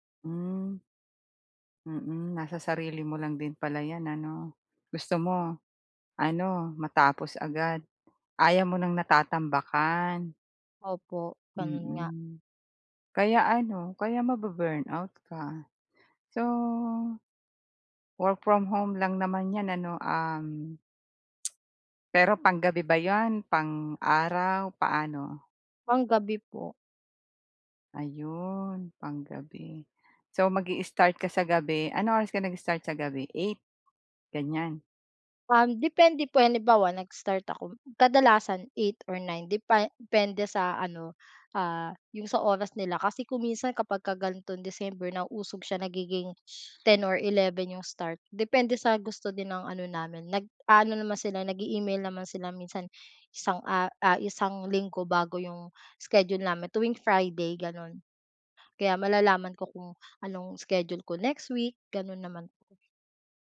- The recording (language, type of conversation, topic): Filipino, advice, Paano ako makapagtatakda ng malinaw na hangganan sa oras ng trabaho upang maiwasan ang pagkasunog?
- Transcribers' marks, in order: tapping; teeth sucking